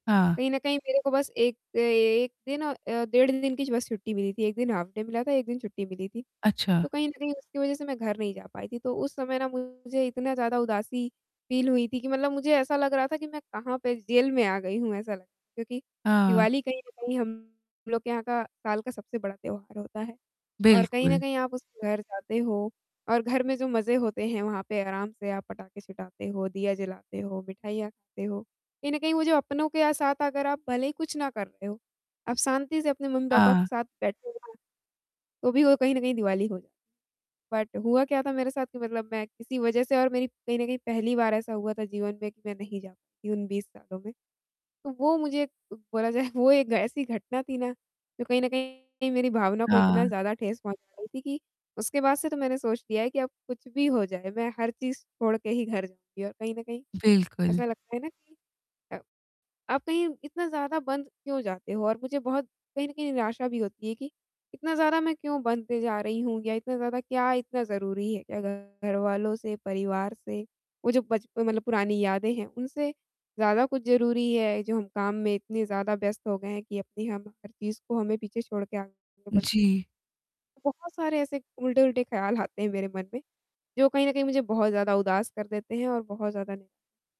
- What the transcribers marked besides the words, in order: distorted speech; in English: "हाल्फ डे"; in English: "फील"; in English: "बट"; tapping
- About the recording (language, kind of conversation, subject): Hindi, advice, दूर रहकर पुरानी यादों से जुड़ी उदासी को मैं कैसे संभालूँ?